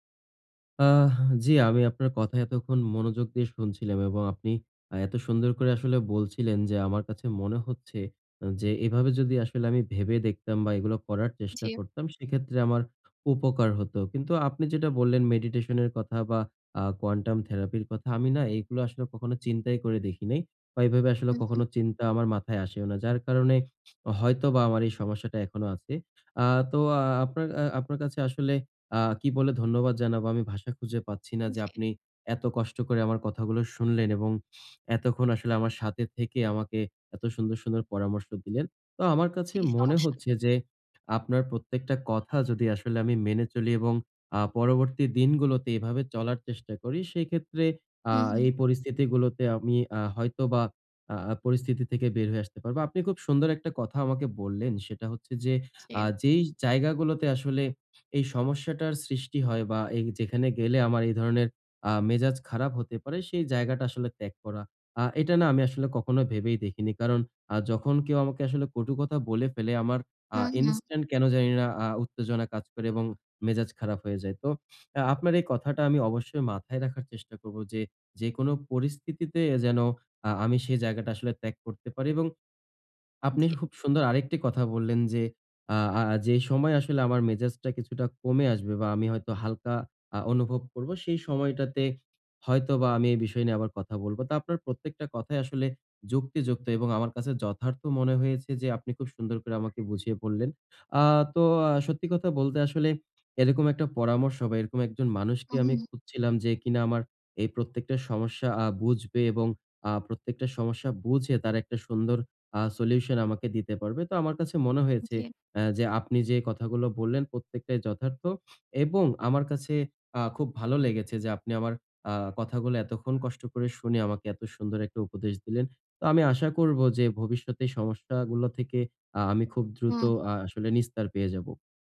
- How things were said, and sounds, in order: in English: "meditation"; in English: "quantum therapy"; tapping; other background noise; alarm; in English: "instant"; swallow
- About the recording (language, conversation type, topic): Bengali, advice, পার্টি বা উৎসবে বন্ধুদের সঙ্গে ঝগড়া হলে আমি কীভাবে শান্তভাবে তা মিটিয়ে নিতে পারি?